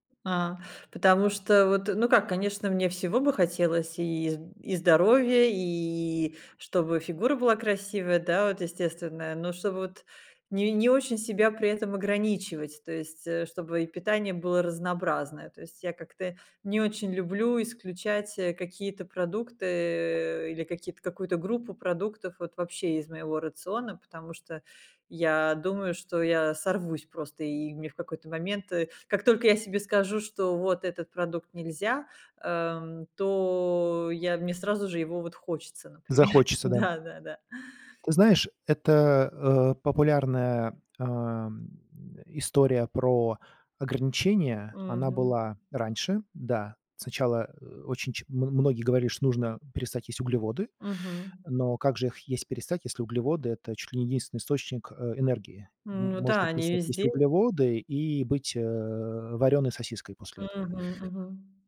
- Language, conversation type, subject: Russian, advice, Почему меня тревожит путаница из-за противоречивых советов по питанию?
- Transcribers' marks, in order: other background noise; laughing while speaking: "Да, да, да"